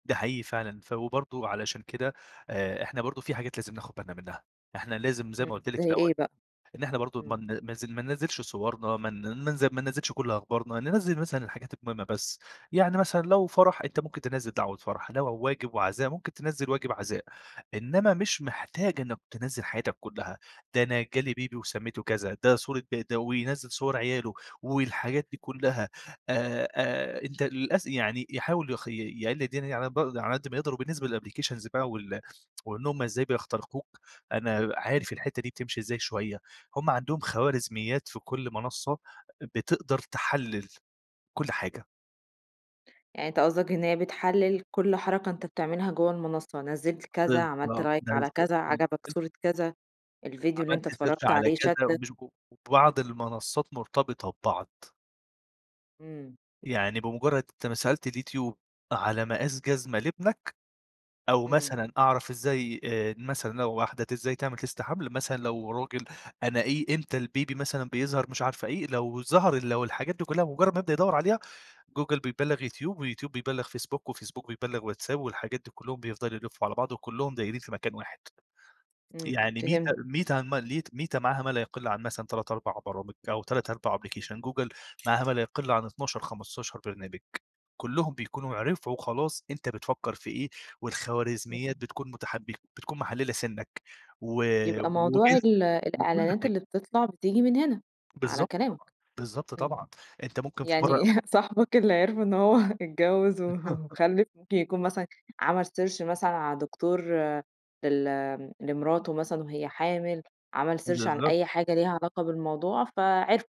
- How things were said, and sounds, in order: in English: "بيبي"; in English: "للأبليكيشنز"; tsk; tapping; in English: "لايك"; unintelligible speech; in English: "سيرش"; unintelligible speech; in English: "test"; in English: "البيبي"; in English: "أبلكيشن"; other background noise; laughing while speaking: "يعني صاحبك اللي عرفوا إن هو اتجوز وخلّف"; chuckle; laugh; in English: "سيرش"; in English: "سيرش"
- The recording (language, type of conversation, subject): Arabic, podcast, إزاي المجتمعات هتتعامل مع موضوع الخصوصية في المستقبل الرقمي؟